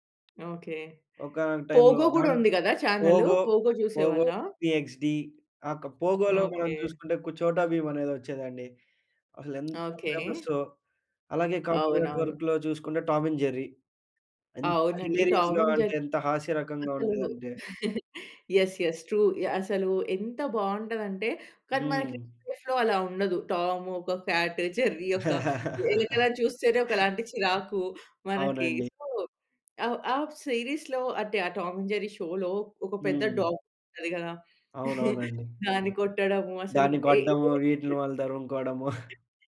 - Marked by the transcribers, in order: in English: "హిలేరియస్‌గా"; laugh; in English: "యెస్. యెస్. ట్రూ"; unintelligible speech; in English: "టామ్"; in English: "కాట్ జెర్రీ"; laugh; in English: "సో"; in English: "సీరీస్‌లో"; in English: "షో‌లో"; in English: "డాగ్"; chuckle; unintelligible speech
- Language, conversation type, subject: Telugu, podcast, చిన్నతనంలో మీరు చూసిన టెలివిజన్ కార్యక్రమం ఏది?